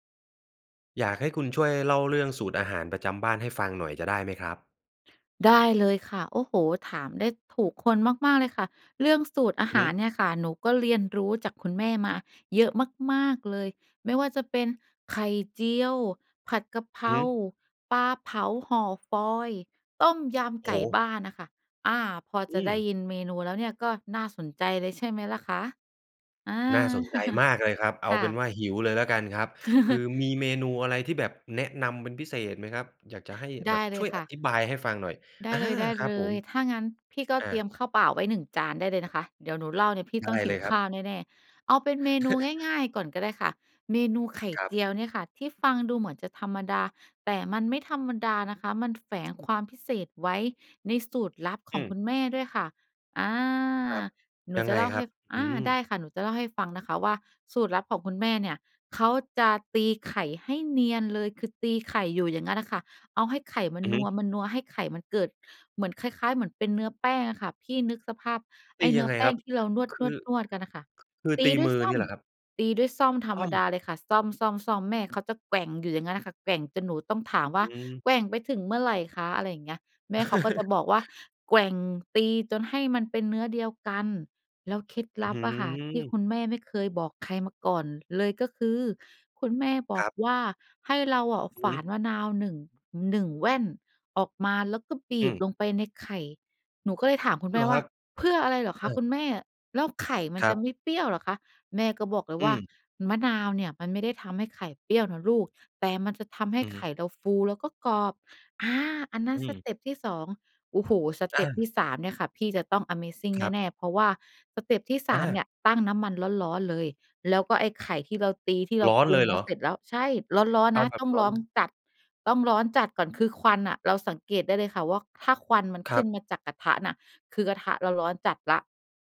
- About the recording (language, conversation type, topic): Thai, podcast, ช่วยเล่าเรื่องสูตรอาหารประจำบ้านของคุณให้ฟังหน่อยได้ไหม?
- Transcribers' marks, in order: chuckle; laugh; chuckle; tapping; chuckle